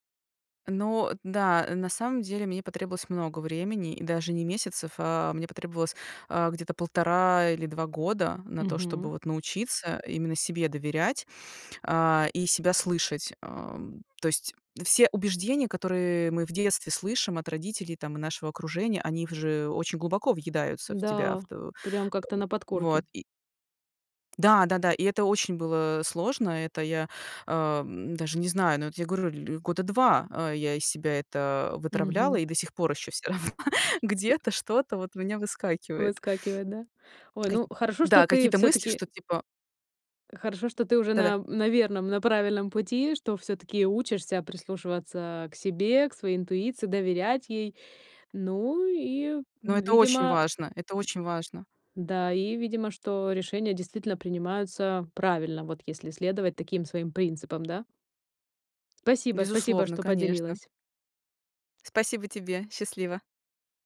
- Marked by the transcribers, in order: chuckle; other noise; tapping
- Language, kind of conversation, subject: Russian, podcast, Как научиться доверять себе при важных решениях?
- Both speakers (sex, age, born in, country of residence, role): female, 40-44, Russia, Portugal, guest; female, 40-44, Ukraine, United States, host